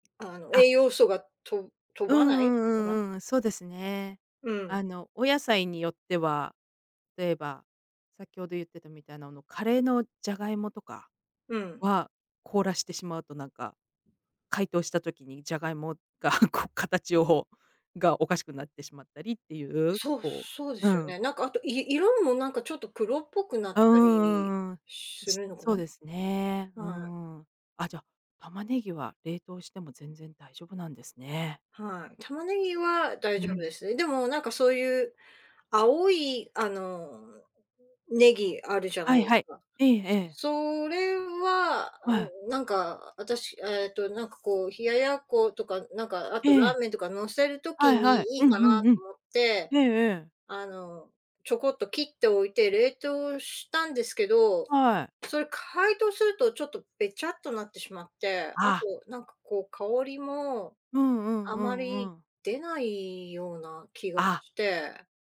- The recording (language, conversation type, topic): Japanese, podcast, 手早く作れる夕飯のアイデアはありますか？
- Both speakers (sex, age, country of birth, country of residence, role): female, 50-54, Japan, United States, host; female, 55-59, Japan, United States, guest
- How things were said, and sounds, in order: none